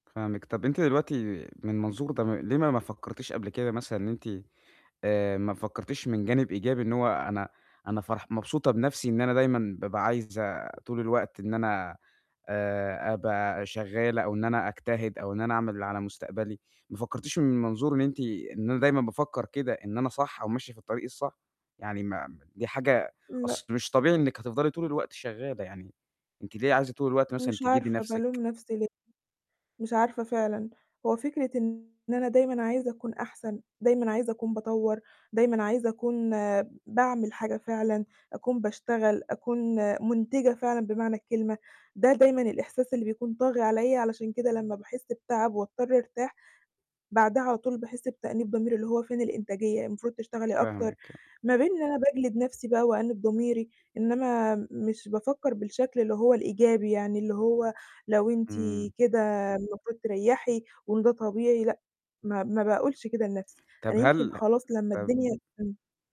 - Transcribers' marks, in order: static; distorted speech; other background noise
- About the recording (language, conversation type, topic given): Arabic, advice, إزاي أتعلم أرتاح وأزود إنتاجيتي من غير ما أحس بالذنب؟